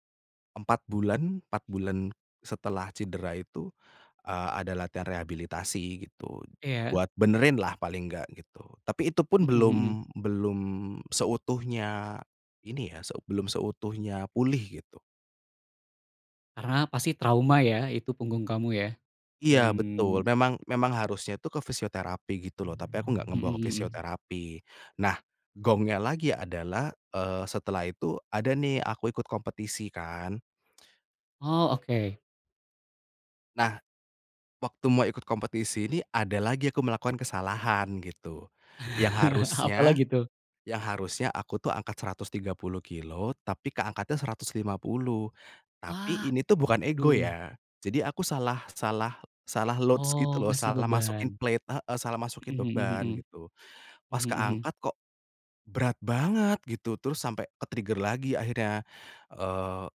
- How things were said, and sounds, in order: tapping; other background noise; chuckle; in English: "loads"; in English: "plate"; in English: "ke-trigger"
- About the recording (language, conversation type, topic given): Indonesian, podcast, Pernahkah kamu mengabaikan sinyal dari tubuhmu lalu menyesal?
- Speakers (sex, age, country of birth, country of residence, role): male, 30-34, Indonesia, Indonesia, guest; male, 35-39, Indonesia, Indonesia, host